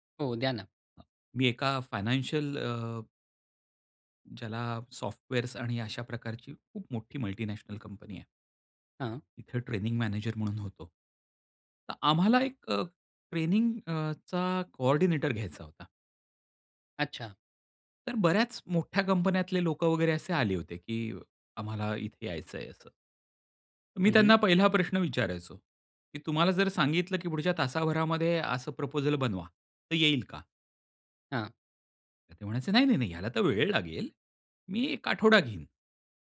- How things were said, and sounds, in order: tapping
- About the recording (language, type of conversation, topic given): Marathi, podcast, नकार देताना तुम्ही कसे बोलता?